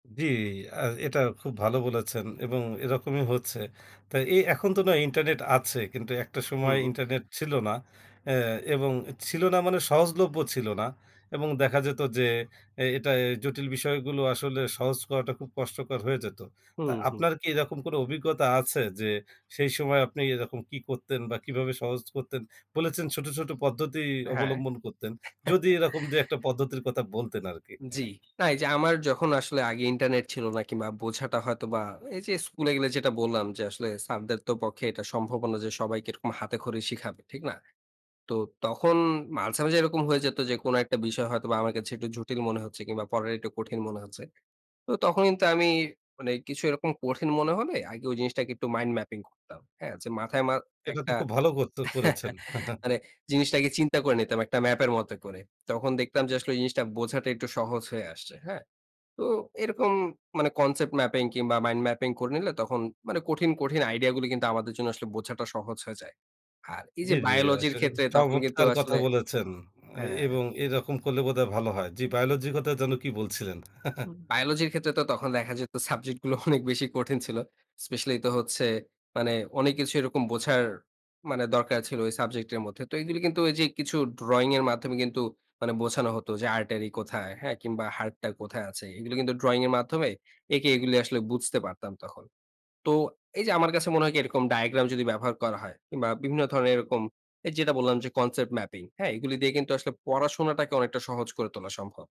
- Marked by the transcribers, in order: chuckle; "কথা" said as "কতা"; chuckle; other background noise; "পড়াটা" said as "পড়ারা"; in English: "mind mapping"; chuckle; in English: "concept mapping"; in English: "mind mapping"; chuckle; in English: "artery"; in English: "concept mapping"
- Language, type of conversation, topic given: Bengali, podcast, কীভাবে জটিল বিষয়গুলোকে সহজভাবে বুঝতে ও ভাবতে শেখা যায়?